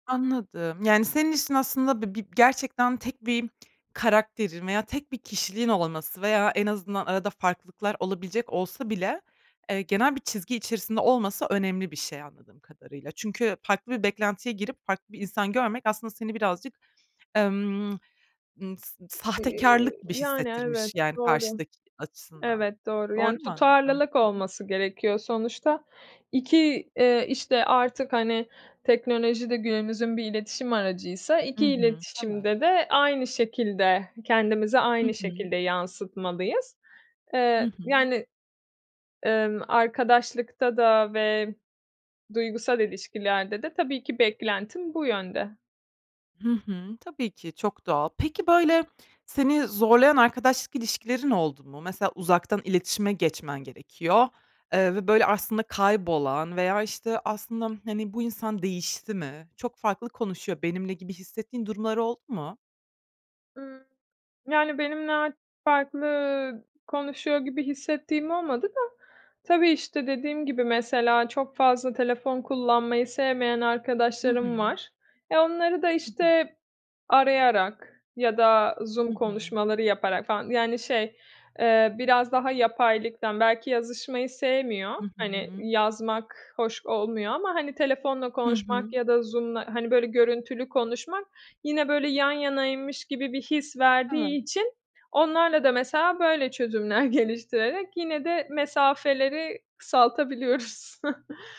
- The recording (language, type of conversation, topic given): Turkish, podcast, Teknoloji sosyal ilişkilerimizi nasıl etkiledi sence?
- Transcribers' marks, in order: tapping; other background noise; unintelligible speech; chuckle